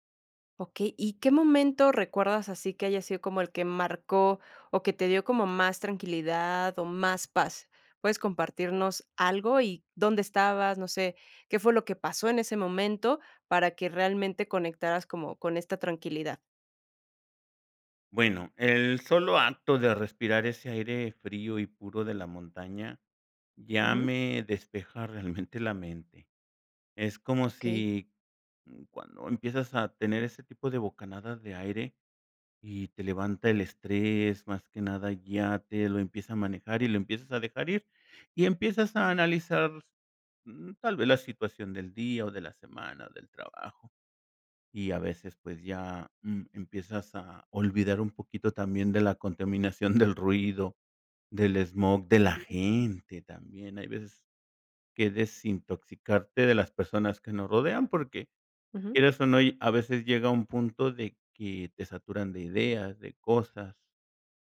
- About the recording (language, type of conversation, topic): Spanish, podcast, ¿Qué momento en la naturaleza te dio paz interior?
- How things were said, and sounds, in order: laughing while speaking: "realmente"; unintelligible speech; laughing while speaking: "del ruido"